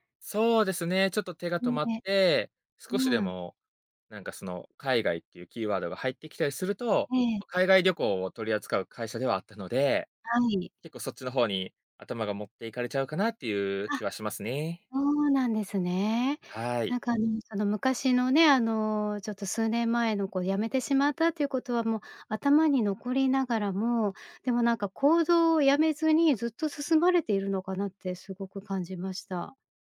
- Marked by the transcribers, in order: unintelligible speech
- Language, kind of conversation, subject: Japanese, advice, 自分を責めてしまい前に進めないとき、どうすればよいですか？